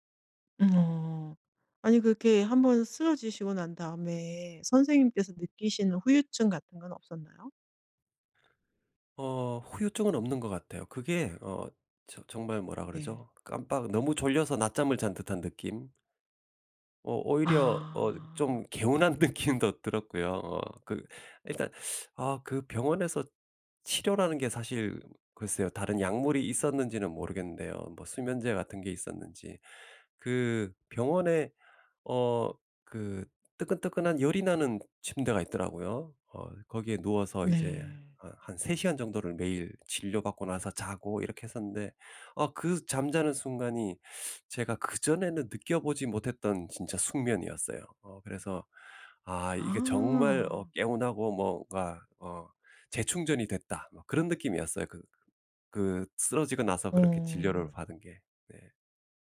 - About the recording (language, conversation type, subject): Korean, podcast, 일과 개인 생활의 균형을 어떻게 관리하시나요?
- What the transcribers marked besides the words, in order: laughing while speaking: "느낌도"; teeth sucking; teeth sucking